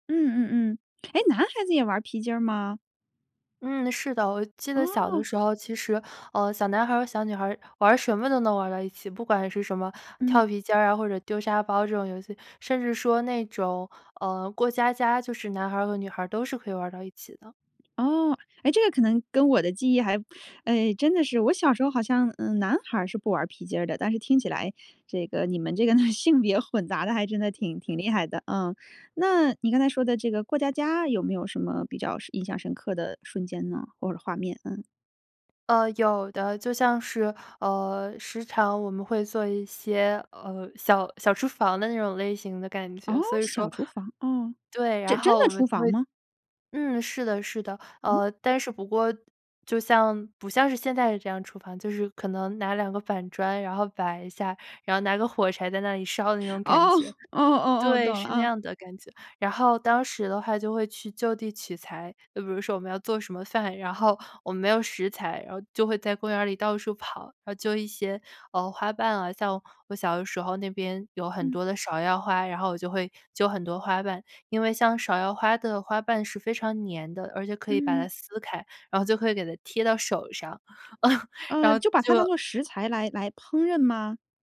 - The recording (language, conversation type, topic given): Chinese, podcast, 你小时候最喜欢玩的游戏是什么？
- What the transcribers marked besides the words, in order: other background noise; laughing while speaking: "这个性别"; chuckle